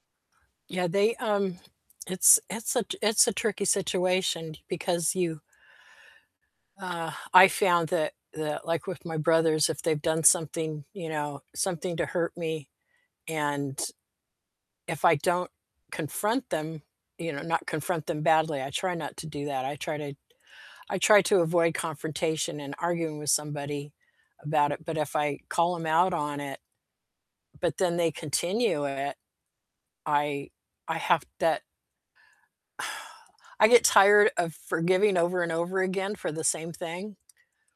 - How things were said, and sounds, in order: static; distorted speech; sigh; other background noise
- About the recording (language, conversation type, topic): English, unstructured, When is it okay to forgive a partner who has hurt you?